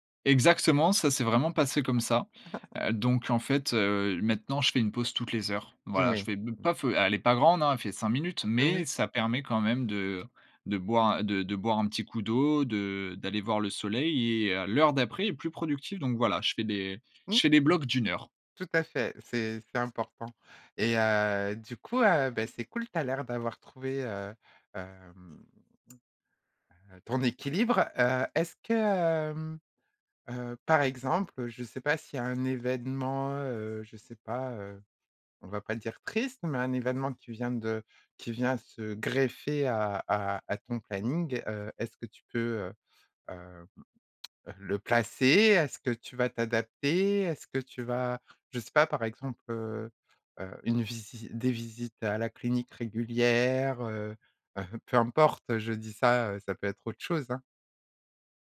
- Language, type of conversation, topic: French, podcast, Comment trouves-tu l’équilibre entre le travail et la vie personnelle ?
- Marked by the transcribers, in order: chuckle